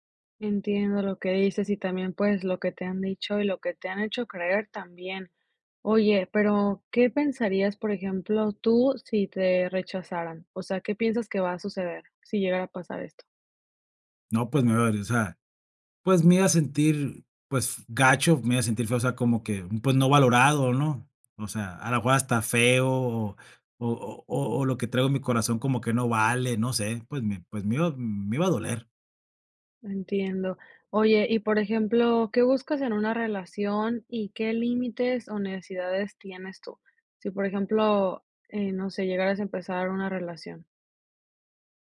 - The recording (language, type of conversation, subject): Spanish, advice, ¿Cómo puedo superar el miedo a iniciar una relación por temor al rechazo?
- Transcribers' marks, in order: none